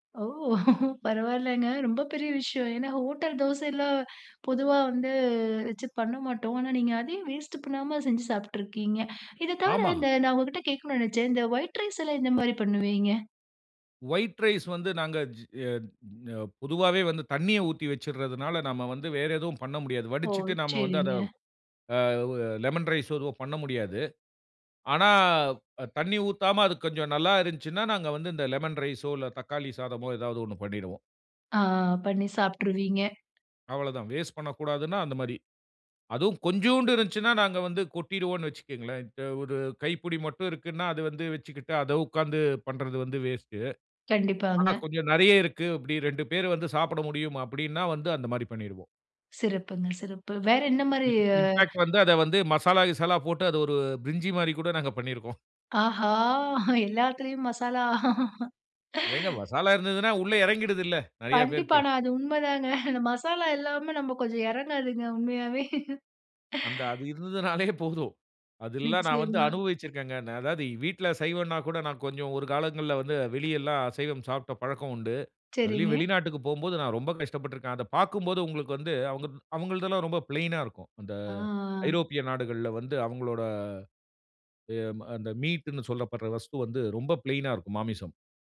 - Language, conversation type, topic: Tamil, podcast, மிச்சமான உணவை புதிதுபோல் சுவையாக மாற்றுவது எப்படி?
- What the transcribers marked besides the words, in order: laughing while speaking: "ஓ! பரவாயில்லைங்க"; inhale; inhale; in English: "ஒயிட் ரைஸ்"; other background noise; in English: "ஒயிட் ரைஸ்"; in English: "லெமன் ரைஸ்"; in English: "லெமன் ரைஸ்ஸோ"; drawn out: "என்னமாரி?"; in English: "இன்ஃபாக்ட்"; inhale; laughing while speaking: "ஆஹா! எல்லாத்துலயும் மசாலா"; laugh; laughing while speaking: "கண்டிப்பா. ஆனா, அது உண்மைதாங்க. அந்த மசாலா இல்லாம நம்ம கொஞ்சம் இறங்காதுங்க உண்மையாவே"; laughing while speaking: "இருந்ததுனாலே போதும்"; "வீட்டில" said as "வீட்ல"; in English: "ஃப்ளெயினா"; in Hindi: "வஸ்து"; in English: "ப்ளைனா"